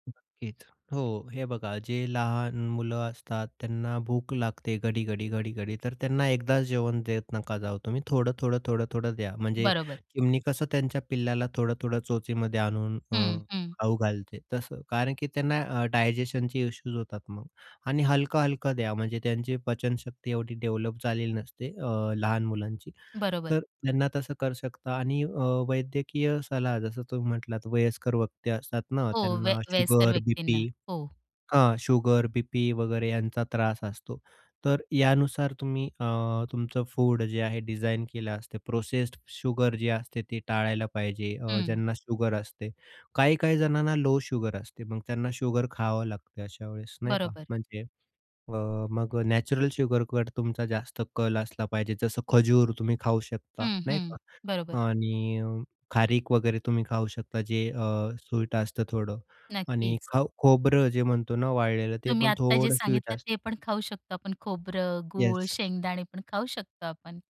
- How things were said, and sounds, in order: in Hindi: "घडी-घडी, घडी-घडी"; in English: "डायजेशनचे इश्यूज"; in English: "डेव्हलप"; in Hindi: "सलाह"; in English: "शुगर, बी-पी"; in English: "शुगर, बी-पी"; in English: "फूड"; in English: "डिझाईन"; in English: "प्रोसेस्ड शुगर"; in English: "शुगर"; in English: "लो शुगर"; in English: "शुगर"; in English: "नॅचरल शुगरकडे"; in English: "स्वीट"; in English: "स्वीट"; in English: "येस"
- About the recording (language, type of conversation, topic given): Marathi, podcast, भूक आणि जेवणाची ठरलेली वेळ यांतला फरक तुम्ही कसा ओळखता?